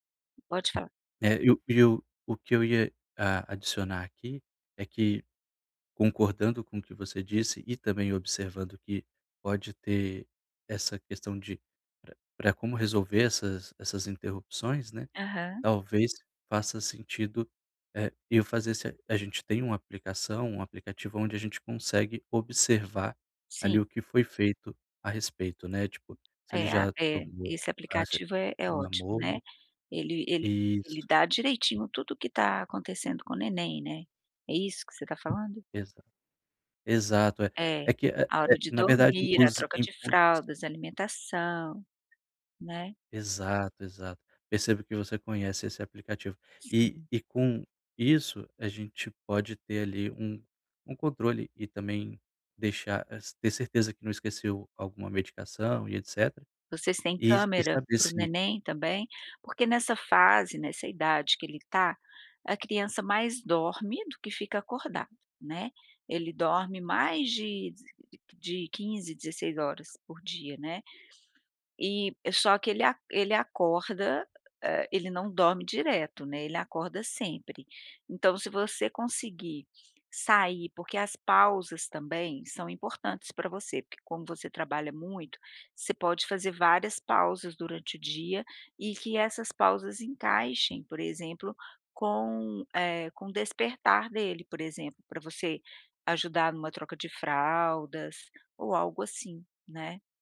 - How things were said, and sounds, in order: tapping; unintelligible speech; in English: "inputs"
- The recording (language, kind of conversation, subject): Portuguese, advice, Como posso bloquear interrupções e manter o estado de fluxo durante o trabalho profundo?